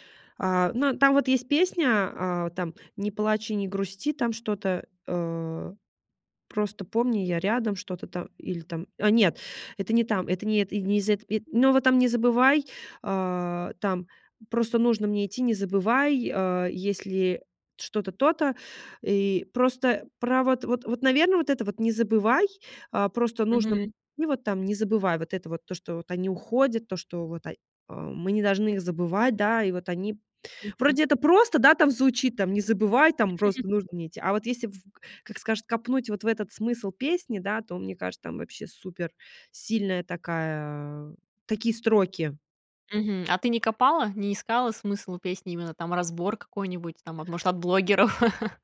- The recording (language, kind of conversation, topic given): Russian, podcast, Какая песня заставляет тебя плакать и почему?
- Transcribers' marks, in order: other background noise; chuckle; laughing while speaking: "блогеров?"